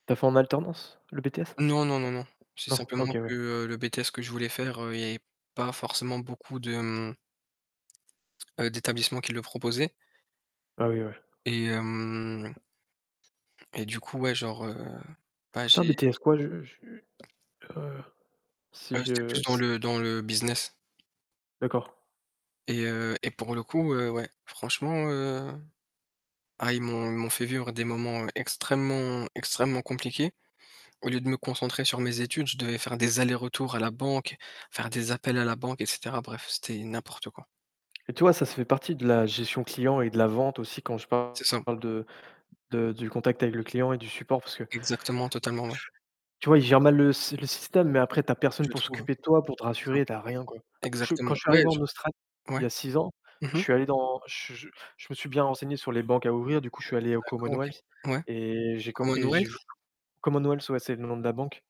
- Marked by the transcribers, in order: tapping; distorted speech; unintelligible speech
- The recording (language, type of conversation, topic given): French, unstructured, Penses-tu que les banques profitent trop de leurs clients ?